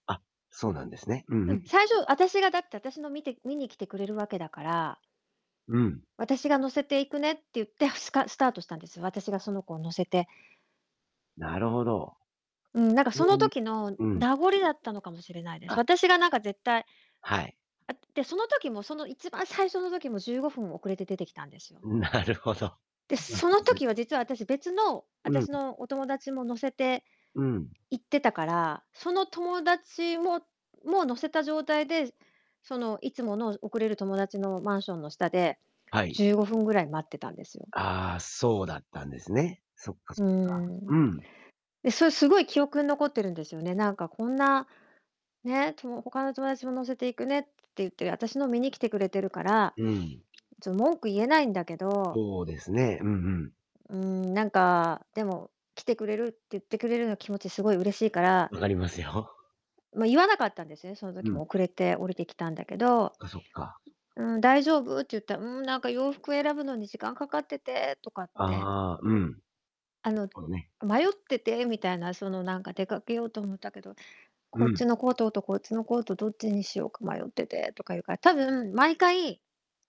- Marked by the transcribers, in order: distorted speech; laughing while speaking: "なるほど。そうなんですね"; laughing while speaking: "分かりますよ"; unintelligible speech
- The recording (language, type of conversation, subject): Japanese, advice, 約束を何度も破る友人にはどう対処すればいいですか？